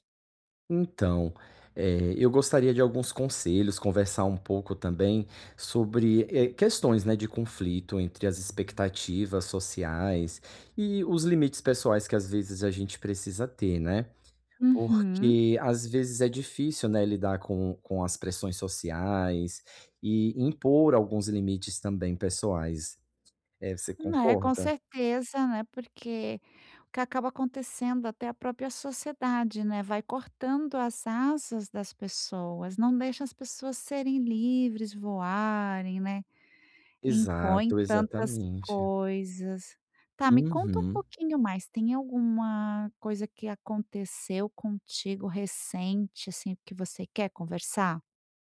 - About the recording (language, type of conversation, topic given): Portuguese, advice, Como posso lidar com a pressão social ao tentar impor meus limites pessoais?
- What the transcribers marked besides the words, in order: none